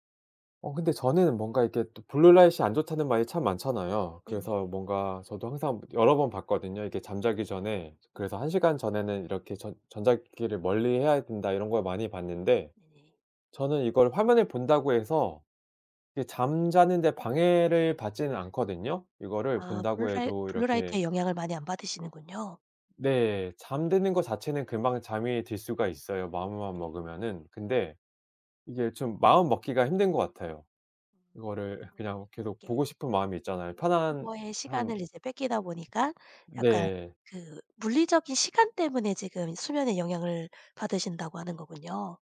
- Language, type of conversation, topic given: Korean, advice, 스마트폰과 미디어 사용을 조절하지 못해 시간을 낭비했던 상황을 설명해 주실 수 있나요?
- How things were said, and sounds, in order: put-on voice: "블루 라이트가"; other background noise; unintelligible speech